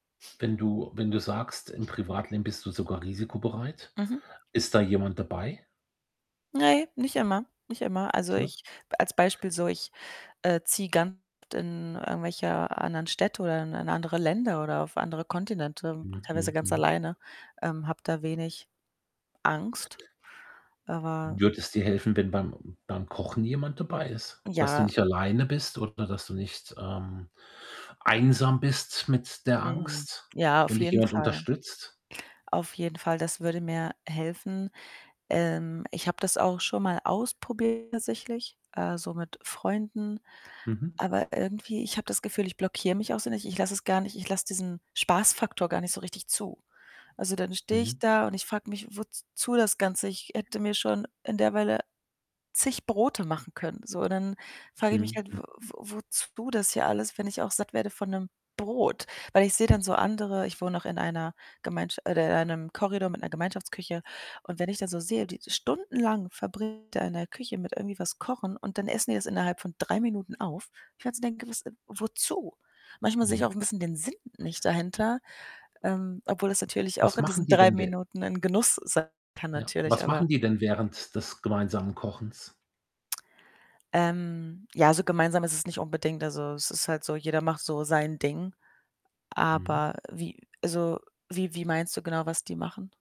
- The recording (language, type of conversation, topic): German, advice, Wie kann ich mehr Selbstvertrauen beim Kochen entwickeln?
- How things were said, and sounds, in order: static; other background noise; unintelligible speech; distorted speech; tapping